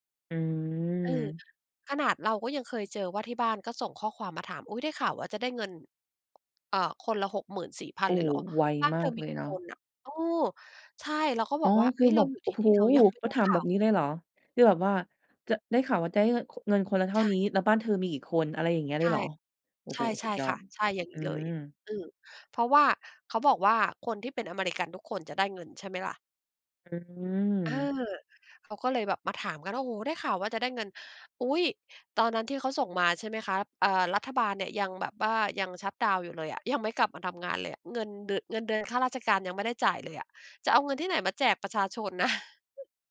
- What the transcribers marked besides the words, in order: other background noise
- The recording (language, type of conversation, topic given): Thai, podcast, เวลาเจอข่าวปลอม คุณทำอะไรเป็นอย่างแรก?